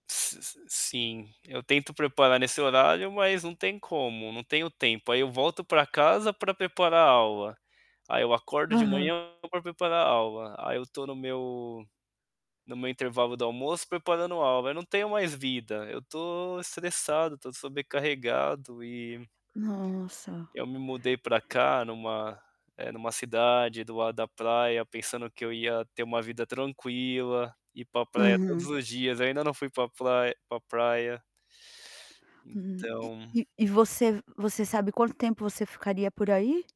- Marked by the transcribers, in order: distorted speech; tapping
- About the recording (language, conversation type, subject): Portuguese, advice, Como o estresse causado pela sobrecarga de trabalho tem afetado você?